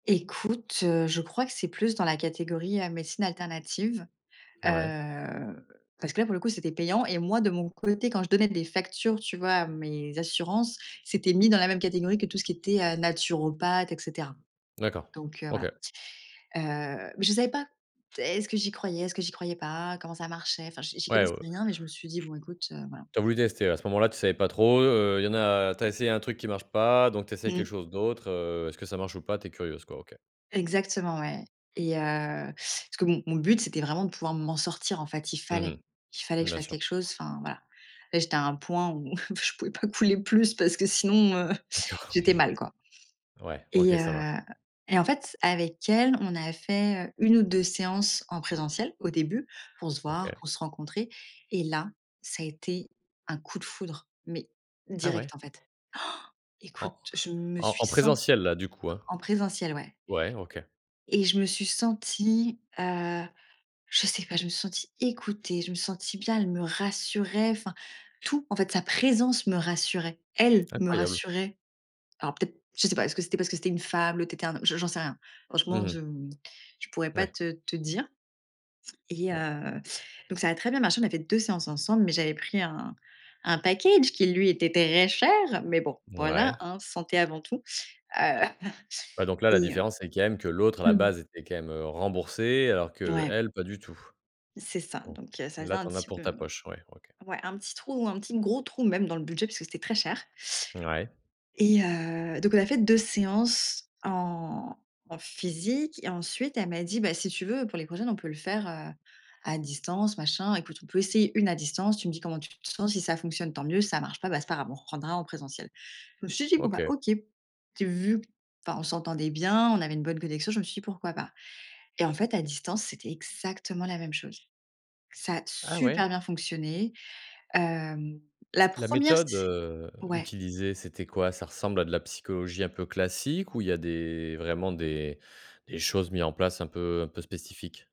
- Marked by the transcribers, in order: other background noise; stressed: "m'en"; stressed: "il fallait"; stressed: "Han"; stressed: "écoutée"; stressed: "rassurait"; stressed: "tout"; stressed: "Elle"; stressed: "très cher"; chuckle; stressed: "gros"; stressed: "super"
- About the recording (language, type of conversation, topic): French, podcast, Quelles différences vois-tu entre le soutien en ligne et le soutien en personne ?